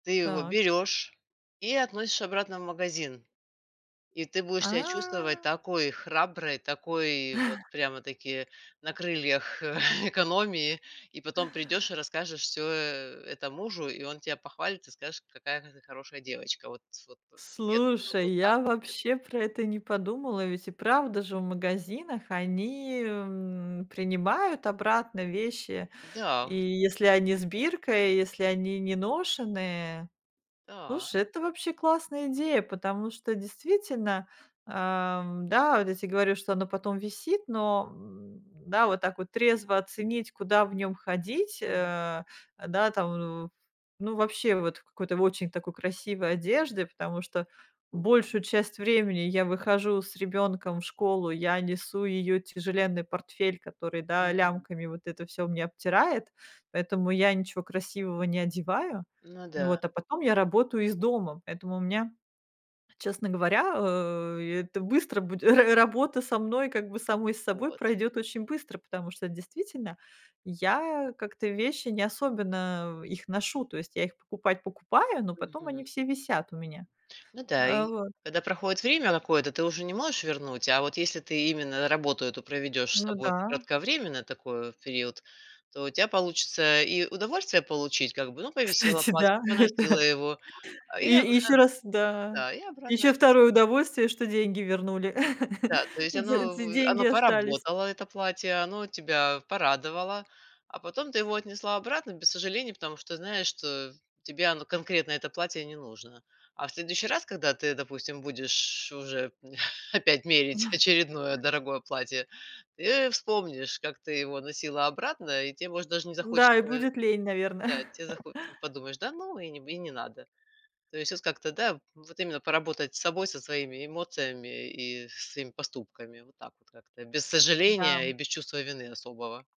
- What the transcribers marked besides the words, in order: drawn out: "А"; chuckle; other background noise; tapping; chuckle; chuckle; chuckle; chuckle
- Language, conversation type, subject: Russian, advice, Что вы чувствуете — вину и сожаление — после дорогостоящих покупок?
- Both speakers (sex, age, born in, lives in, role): female, 45-49, Russia, France, user; female, 55-59, Russia, United States, advisor